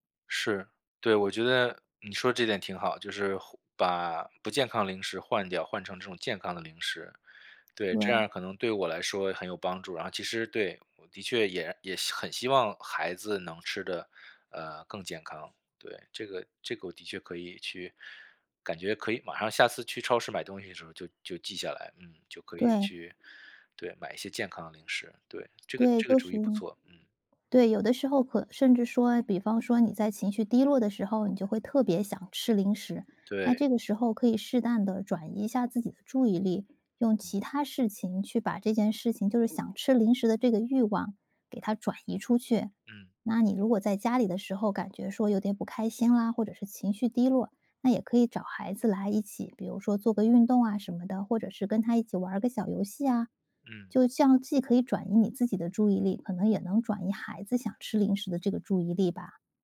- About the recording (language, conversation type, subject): Chinese, advice, 如何控制零食冲动
- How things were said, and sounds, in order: none